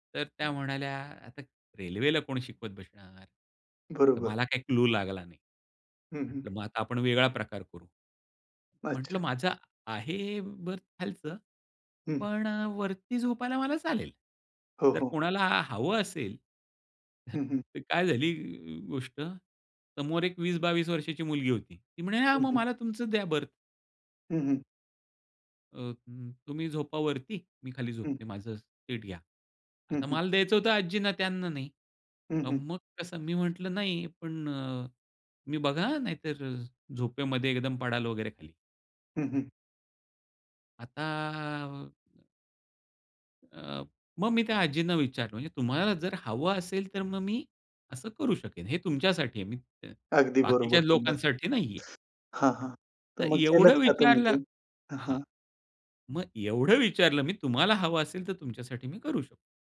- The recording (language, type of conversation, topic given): Marathi, podcast, सहानुभूती दाखवण्यासाठी शब्द कसे वापरता?
- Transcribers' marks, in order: in English: "क्लू"; in English: "बर्थ"; chuckle; in English: "बर्थ"; drawn out: "आता"; other noise; tapping; other background noise